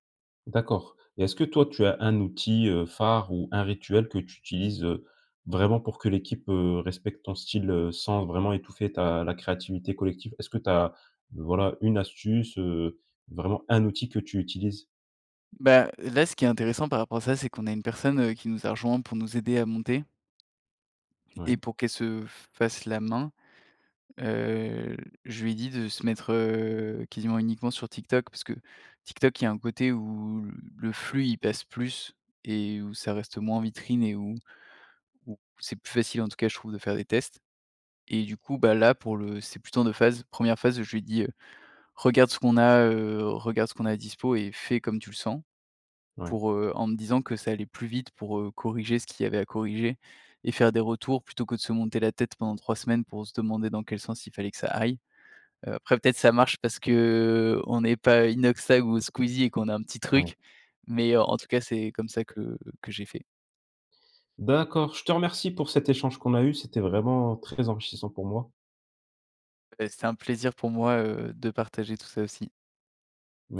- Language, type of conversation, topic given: French, podcast, Comment faire pour collaborer sans perdre son style ?
- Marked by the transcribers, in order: stressed: "un"